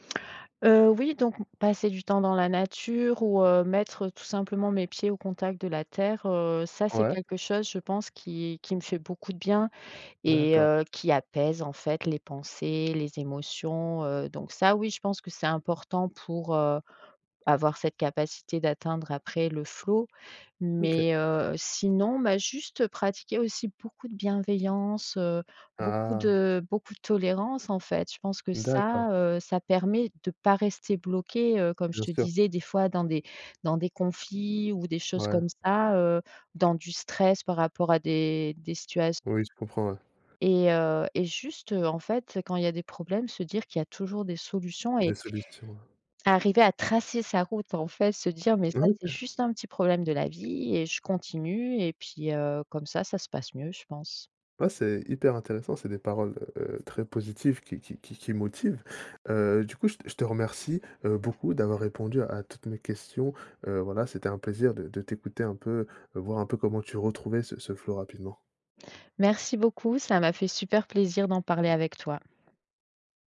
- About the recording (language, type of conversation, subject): French, podcast, Quel conseil donnerais-tu pour retrouver rapidement le flow ?
- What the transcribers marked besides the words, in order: other background noise; stressed: "tracer"